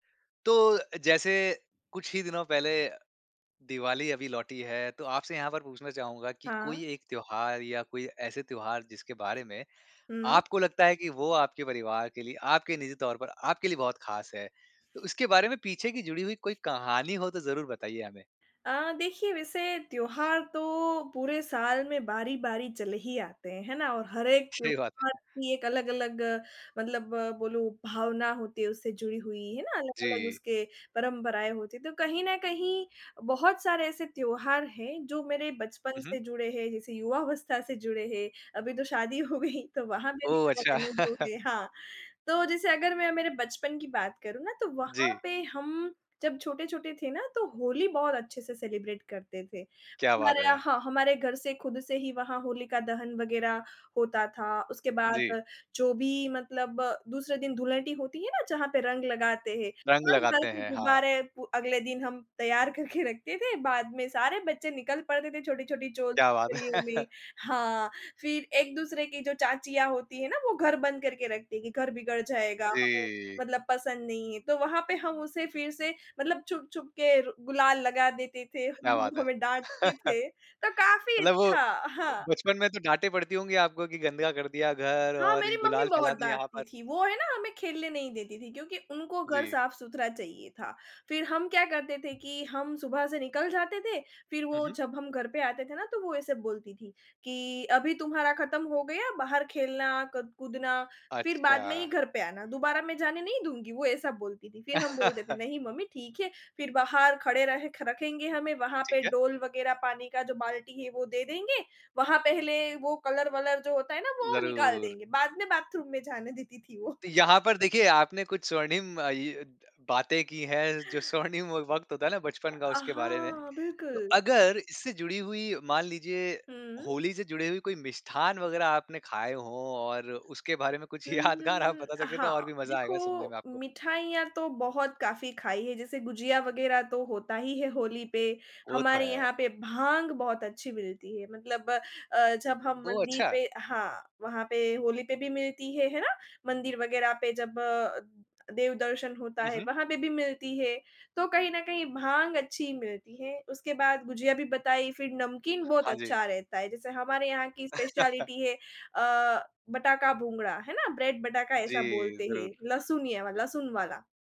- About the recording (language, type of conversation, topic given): Hindi, podcast, कौन सा त्योहार आपके लिए सबसे खास है और क्यों?
- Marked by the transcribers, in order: laughing while speaking: "हो गई"; chuckle; in English: "सेलिब्रेट"; laughing while speaking: "तैयार करके"; chuckle; chuckle; chuckle; in English: "कलर"; in English: "बाथरूम"; laughing while speaking: "वो"; laughing while speaking: "कुछ यादगार"; chuckle; in English: "स्पेशिएलिटी"